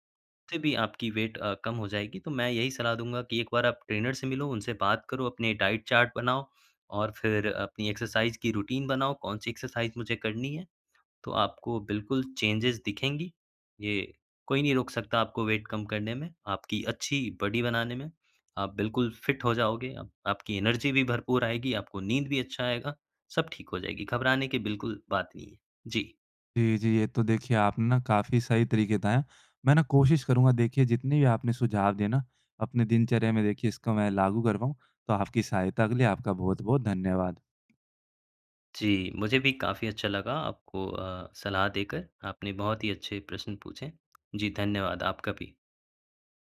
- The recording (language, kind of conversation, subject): Hindi, advice, आपकी कसरत में प्रगति कब और कैसे रुक गई?
- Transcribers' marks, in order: in English: "वेट"; in English: "ट्रेनर"; in English: "डाइट चार्ट"; in English: "एक्सरसाइज़"; in English: "रूटीन"; in English: "एक्सरसाइज़"; in English: "चेंजस"; horn; in English: "वेट"; in English: "बॉडी"; in English: "फ़िट"; in English: "एनर्जी"